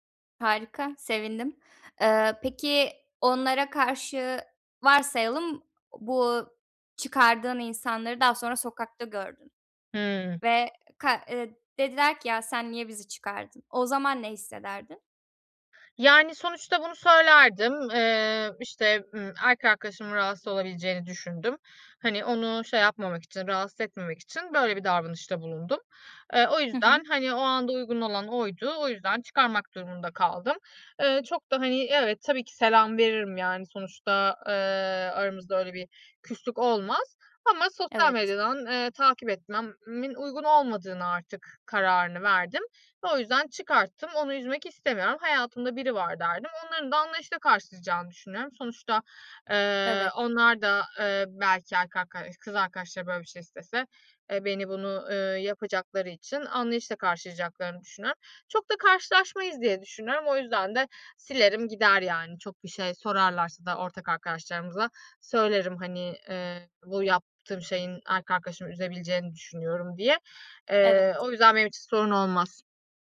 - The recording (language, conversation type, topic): Turkish, advice, Eski sevgilimle iletişimi kesmekte ve sınır koymakta neden zorlanıyorum?
- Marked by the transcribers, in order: none